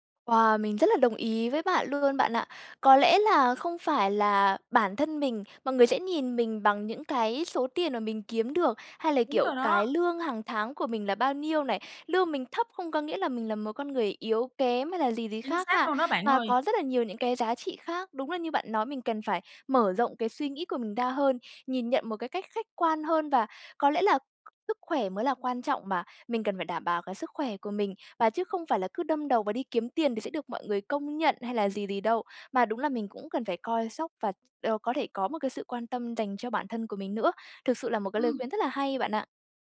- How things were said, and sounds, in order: tapping; other background noise
- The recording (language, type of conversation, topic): Vietnamese, advice, Làm sao để nghỉ ngơi mà không thấy tội lỗi?